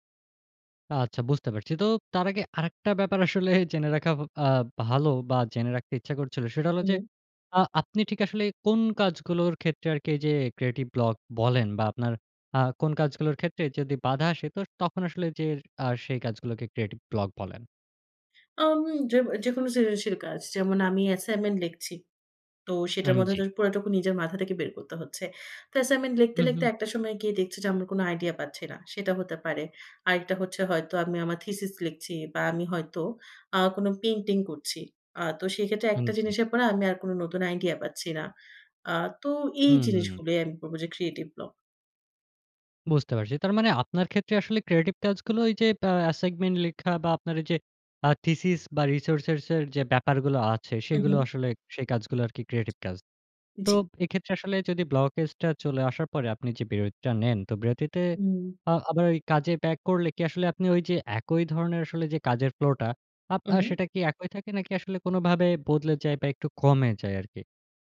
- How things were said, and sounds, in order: tapping; other background noise; "অ্যাসাইনমেন্ট" said as "আসেগমেন্ট"; "রিসোর্সের" said as "রিসোর্সেরসের"
- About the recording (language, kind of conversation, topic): Bengali, podcast, কখনো সৃজনশীলতার জড়তা কাটাতে আপনি কী করেন?